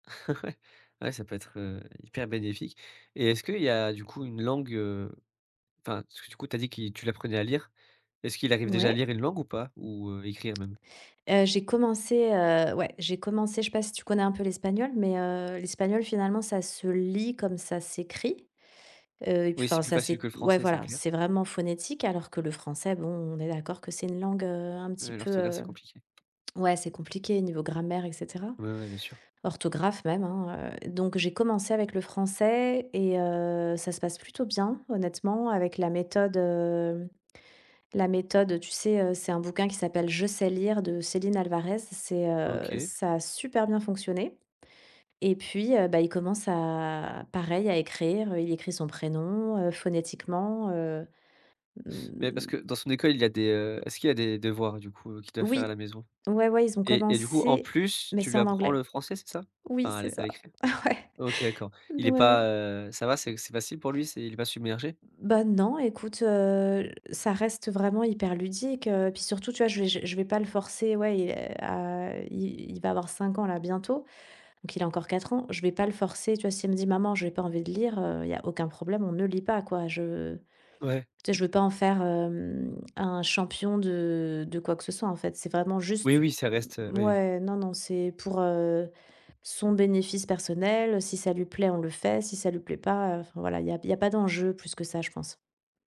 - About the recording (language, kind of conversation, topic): French, podcast, Tu gères comment le mélange des langues à la maison ?
- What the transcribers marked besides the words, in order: laugh; tapping; tongue click